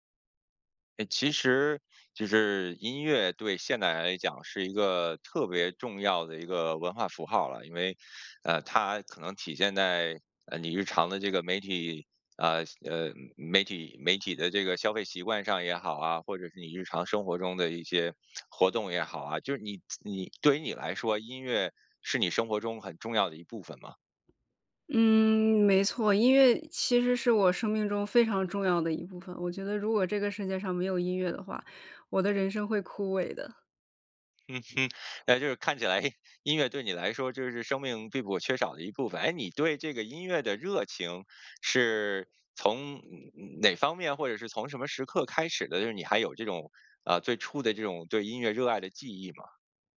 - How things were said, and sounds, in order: tsk; laughing while speaking: "诶"
- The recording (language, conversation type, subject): Chinese, podcast, 你对音乐的热爱是从哪里开始的？